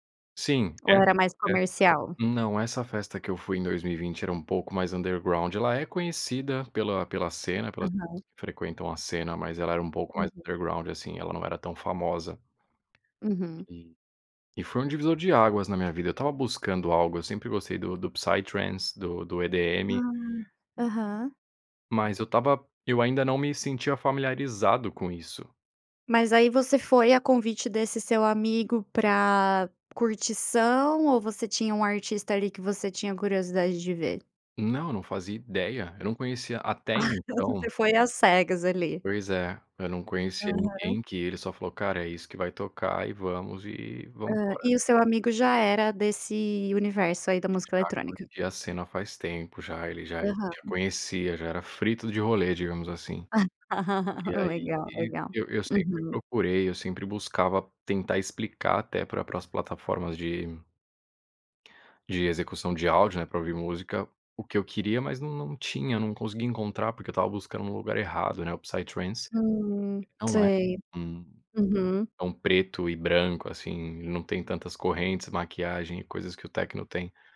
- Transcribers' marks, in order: other background noise; in English: "underground"; tapping; chuckle; chuckle
- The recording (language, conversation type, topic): Portuguese, podcast, Como a música influenciou quem você é?